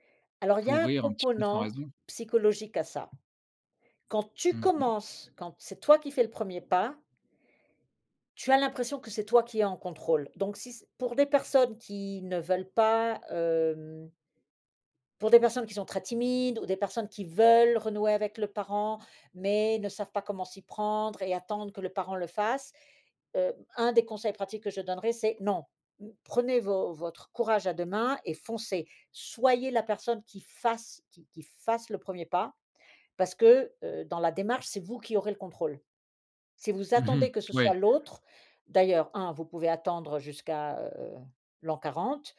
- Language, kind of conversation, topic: French, podcast, Quels conseils pratiques donnerais-tu pour renouer avec un parent ?
- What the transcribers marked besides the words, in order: tapping; stressed: "tu"; stressed: "veulent"; stressed: "fasse"; stressed: "fasse"